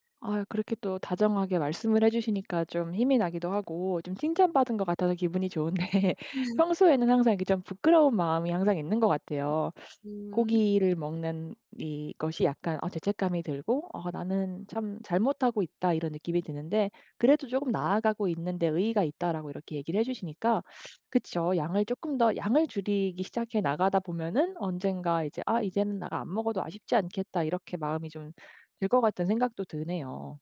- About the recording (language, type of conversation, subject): Korean, advice, 가치와 행동이 일치하지 않아 혼란스러울 때 어떻게 해야 하나요?
- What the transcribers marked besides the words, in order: laughing while speaking: "좋은데"; laugh; other background noise